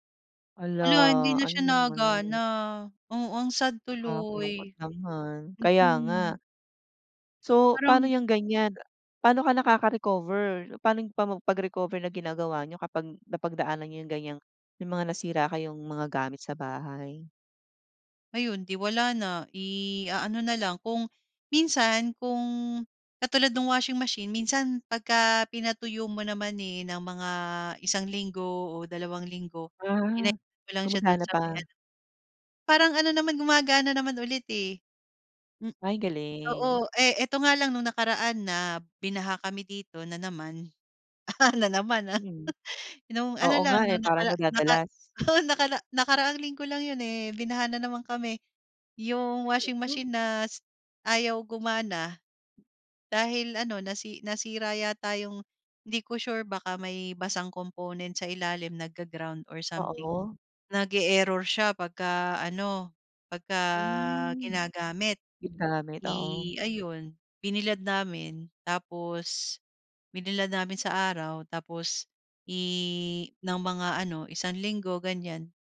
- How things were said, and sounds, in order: other background noise; laugh; chuckle
- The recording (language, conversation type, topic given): Filipino, podcast, Paano nakaaapekto ang pagbaha sa komunidad tuwing tag-ulan?